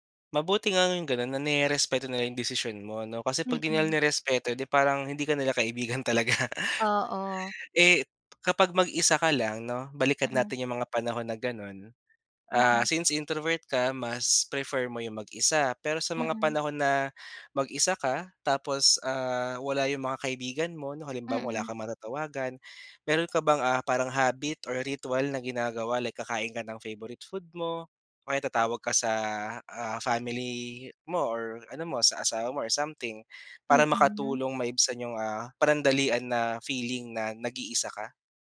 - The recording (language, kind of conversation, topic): Filipino, podcast, Ano ang simpleng ginagawa mo para hindi maramdaman ang pag-iisa?
- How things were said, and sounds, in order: laughing while speaking: "talaga"; other noise